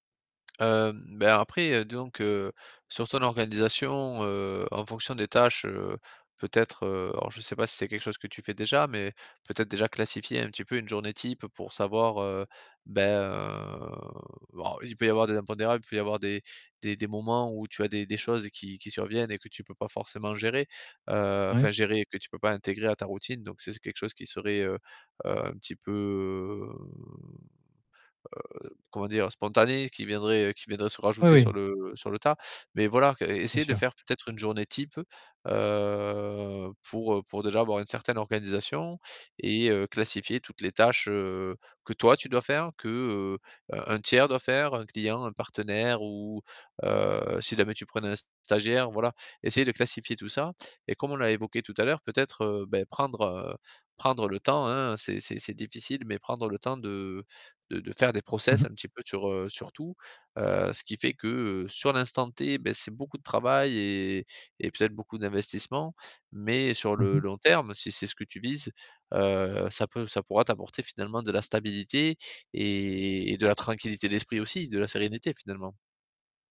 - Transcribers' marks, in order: drawn out: "heu"; drawn out: "peu"; distorted speech
- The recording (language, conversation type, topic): French, advice, Comment puis-je reprendre le contrôle de mon temps et déterminer les tâches urgentes et importantes à faire en priorité ?